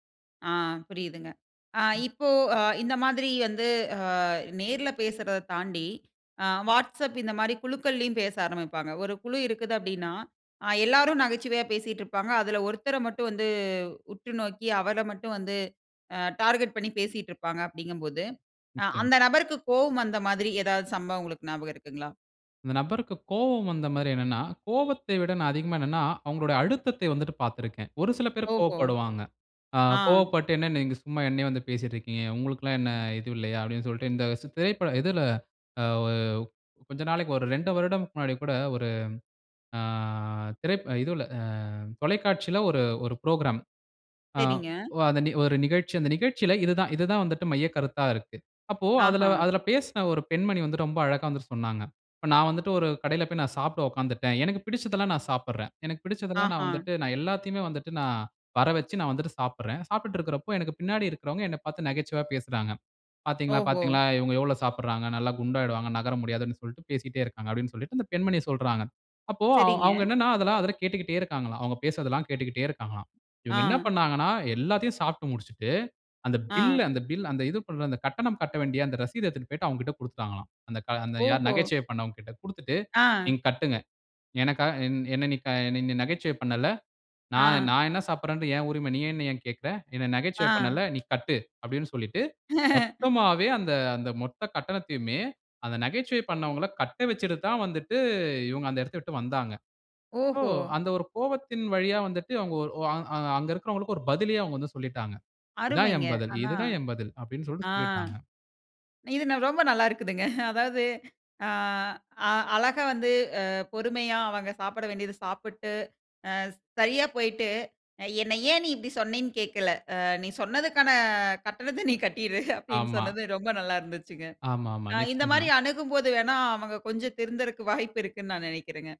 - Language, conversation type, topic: Tamil, podcast, மெய்நிகர் உரையாடலில் நகைச்சுவை எப்படி தவறாக எடுத்துக்கொள்ளப்படுகிறது?
- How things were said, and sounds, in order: in English: "டார்கெட்"; "சொல்லிட்டு" said as "சொல்ட்டு"; "வருடத்துக்கு" said as "வருடம்க்கு"; drawn out: "ஆ"; in English: "புரோகிராம்"; chuckle; in English: "சோ"; chuckle; laughing while speaking: "அப்டின்னு சொன்னது ரொம்ப நல்லா இருந்துச்சுங்க"; "திருந்துறதுக்கு" said as "திருந்தறக்கு"